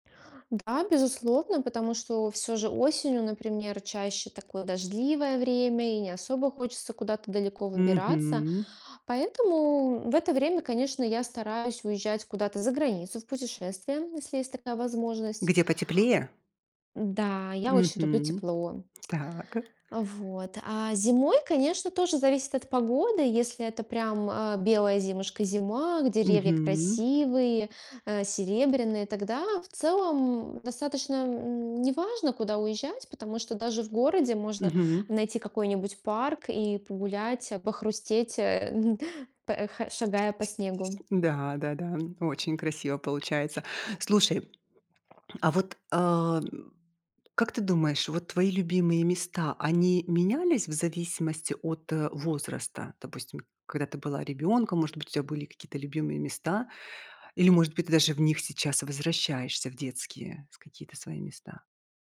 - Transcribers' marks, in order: tapping
- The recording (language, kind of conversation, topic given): Russian, podcast, Где тебе больше всего нравится проводить свободное время и почему?